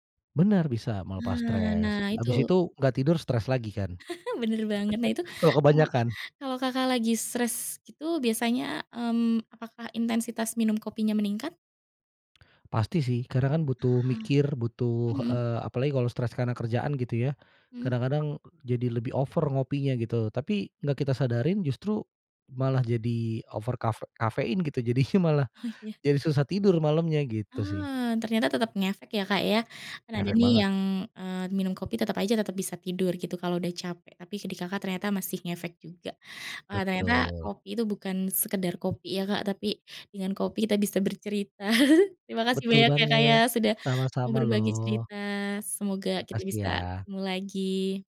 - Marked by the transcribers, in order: tapping; chuckle; in English: "over"; in English: "over"; other background noise; chuckle
- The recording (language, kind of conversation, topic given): Indonesian, podcast, Bagaimana kebiasaan ngopi atau minum teh sambil mengobrol di rumahmu?